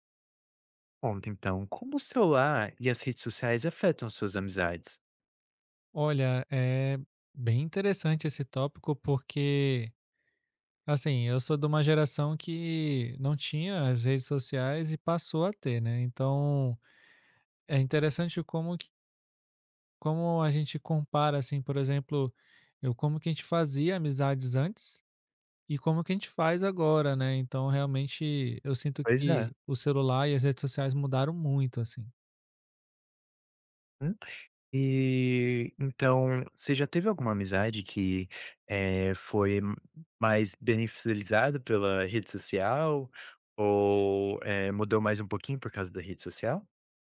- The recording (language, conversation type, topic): Portuguese, podcast, Como o celular e as redes sociais afetam suas amizades?
- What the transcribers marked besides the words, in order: "beneficiada" said as "beneficializada"